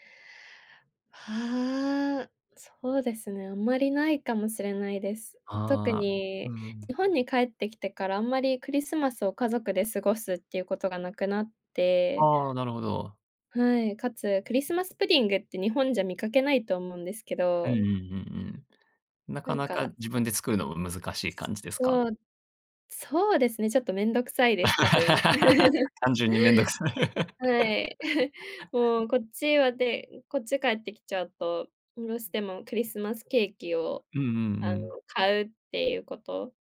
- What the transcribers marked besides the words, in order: other background noise; in English: "クリスマスプディング"; laugh; chuckle; chuckle
- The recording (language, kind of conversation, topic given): Japanese, podcast, 季節ごとに楽しみにしていることは何ですか？